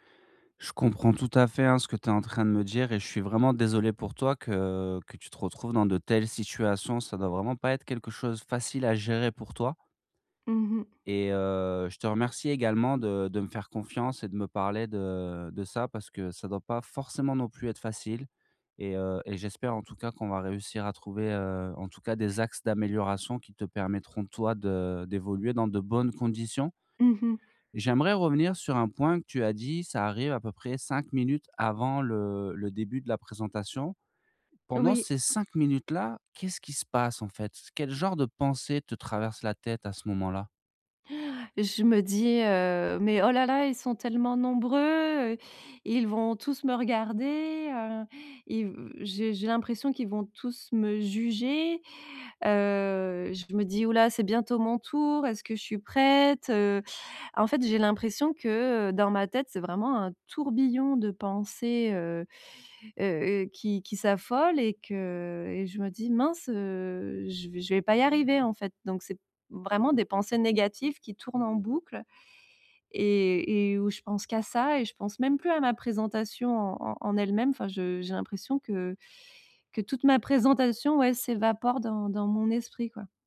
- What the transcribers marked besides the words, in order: stressed: "bonnes"; stressed: "cinq"; stressed: "nombreux"; stressed: "tourbillon"
- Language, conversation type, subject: French, advice, Comment réduire rapidement une montée soudaine de stress au travail ou en public ?